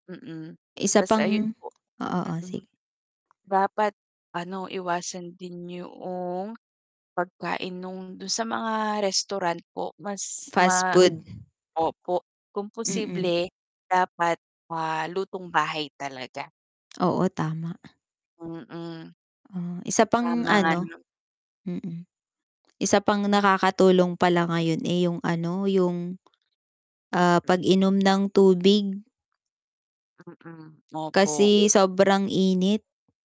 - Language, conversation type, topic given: Filipino, unstructured, Paano mo isinasama ang masusustansiyang pagkain sa iyong pang-araw-araw na pagkain?
- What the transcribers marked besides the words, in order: distorted speech; tapping; mechanical hum; other background noise